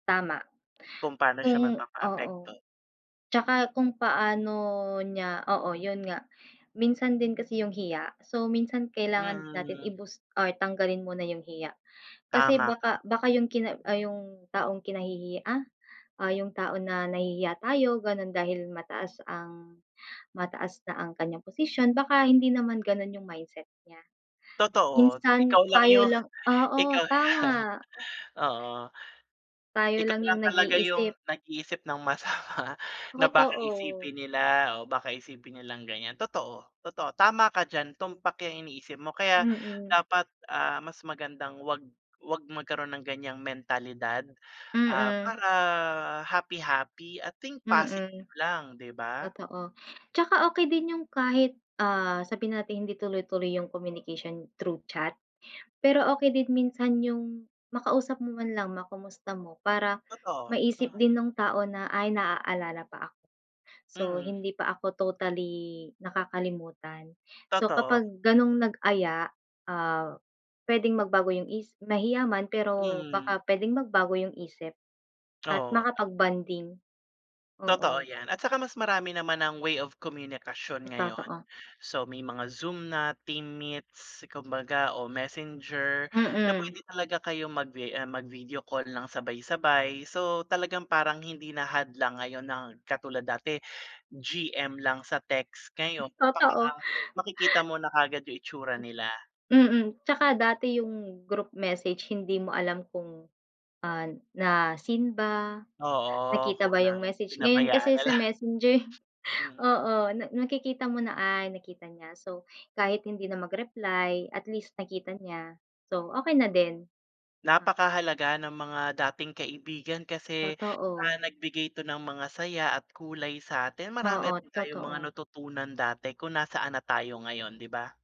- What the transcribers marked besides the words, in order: other background noise; tapping; chuckle; laughing while speaking: "masama"; dog barking; chuckle; laughing while speaking: "Messenger"; laughing while speaking: "lang"
- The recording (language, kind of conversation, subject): Filipino, unstructured, Ano ang mga alaala mo tungkol sa mga dati mong kaibigan na hindi mo na nakikita?